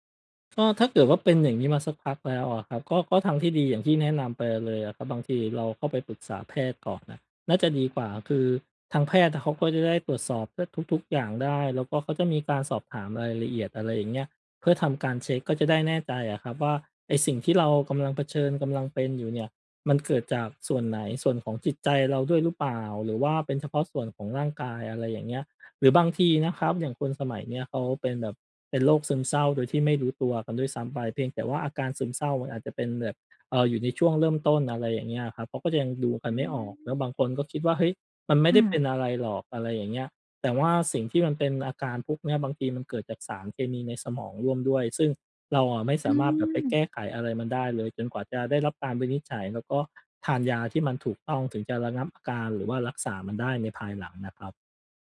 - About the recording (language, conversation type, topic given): Thai, advice, ทำไมฉันถึงรู้สึกเหนื่อยทั้งวันทั้งที่คิดว่านอนพอแล้ว?
- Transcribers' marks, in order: none